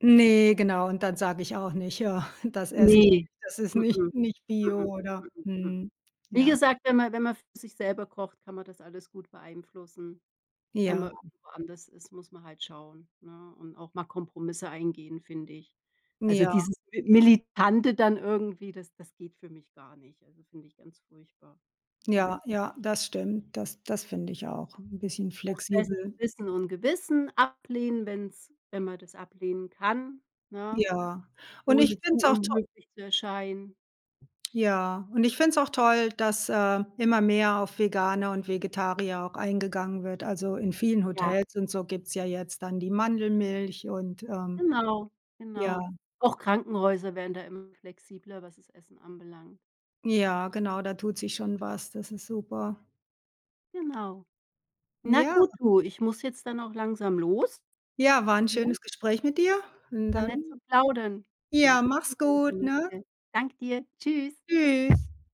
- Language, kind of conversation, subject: German, unstructured, Wie reagierst du, wenn dir jemand ungesundes Essen anbietet?
- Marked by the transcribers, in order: laughing while speaking: "Ja"; other background noise; unintelligible speech